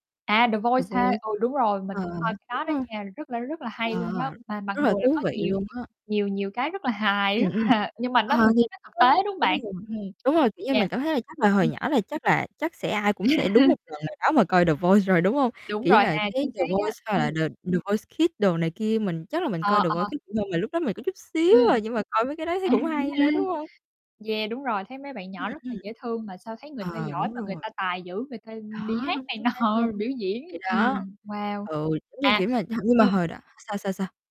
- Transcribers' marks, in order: distorted speech; static; tapping; laugh; laughing while speaking: "nọ"
- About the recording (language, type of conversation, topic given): Vietnamese, unstructured, Bạn thích xem chương trình truyền hình nào nhất?